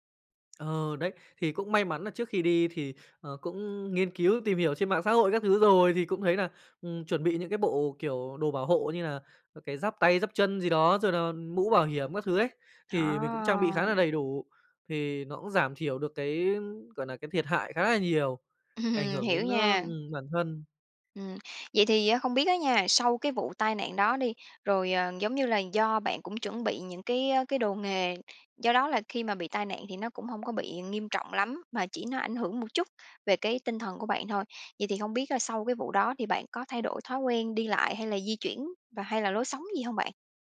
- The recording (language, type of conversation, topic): Vietnamese, podcast, Bạn đã từng suýt gặp tai nạn nhưng may mắn thoát nạn chưa?
- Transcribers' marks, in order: laughing while speaking: "Ừm"; tapping